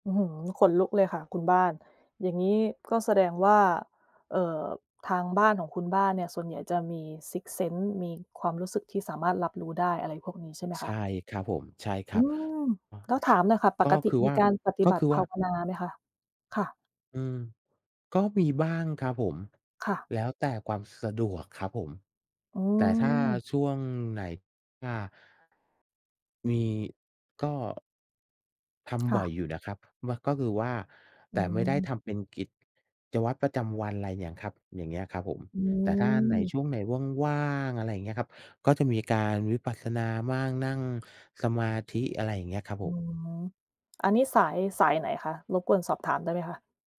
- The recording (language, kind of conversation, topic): Thai, unstructured, คุณเชื่อว่าความรักยังคงอยู่หลังความตายไหม และเพราะอะไรถึงคิดแบบนั้น?
- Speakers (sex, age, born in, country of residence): female, 30-34, Thailand, United States; male, 45-49, Thailand, Thailand
- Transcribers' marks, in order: tapping; other background noise